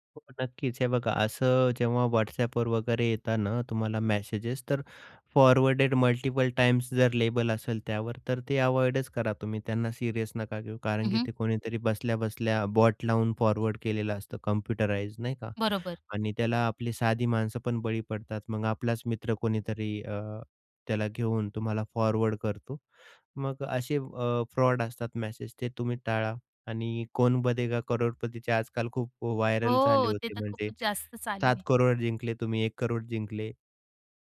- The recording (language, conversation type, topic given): Marathi, podcast, ऑनलाइन फसवणुकीपासून बचाव करण्यासाठी सामान्य लोकांनी काय करावे?
- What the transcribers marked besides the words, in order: in English: "फॉरवर्डेड मल्टिपल टाईम्स"; in English: "फॉरवर्ड"; in English: "फॉरवर्ड"; in English: "व्हायरल"